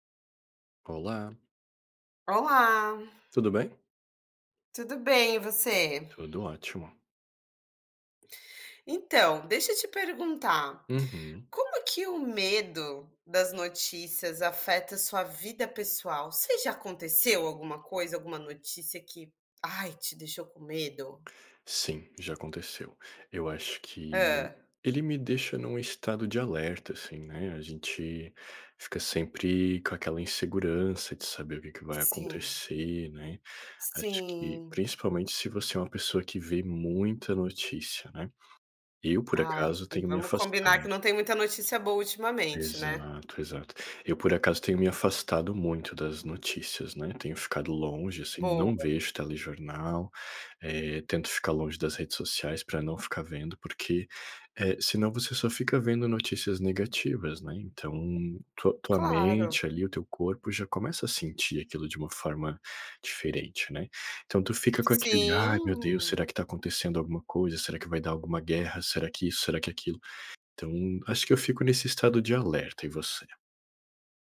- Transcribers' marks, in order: tapping; other background noise
- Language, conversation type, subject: Portuguese, unstructured, Como o medo das notícias afeta sua vida pessoal?